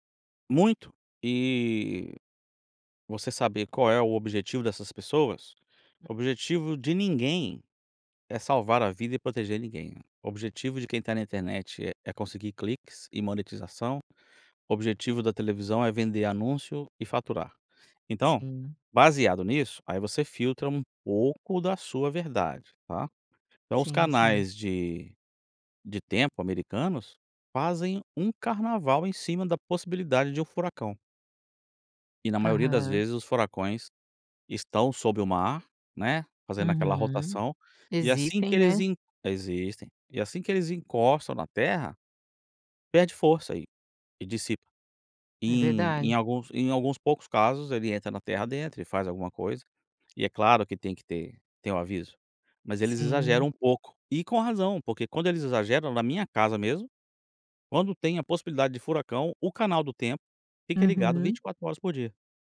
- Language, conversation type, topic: Portuguese, podcast, O que faz um conteúdo ser confiável hoje?
- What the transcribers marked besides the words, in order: "sobre" said as "sob"